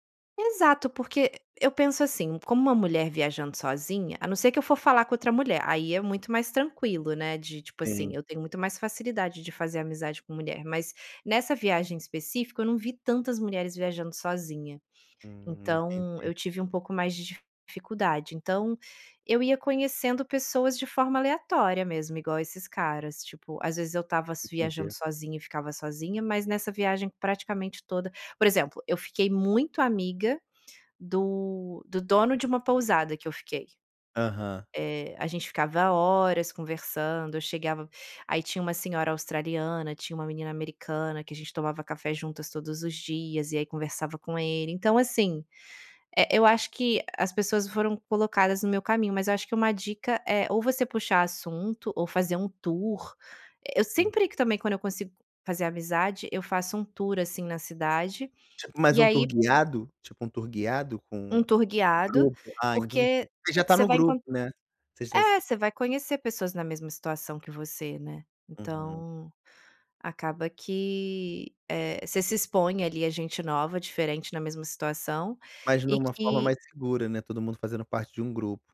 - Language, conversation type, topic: Portuguese, podcast, Quais dicas você daria para viajar sozinho com segurança?
- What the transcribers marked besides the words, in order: none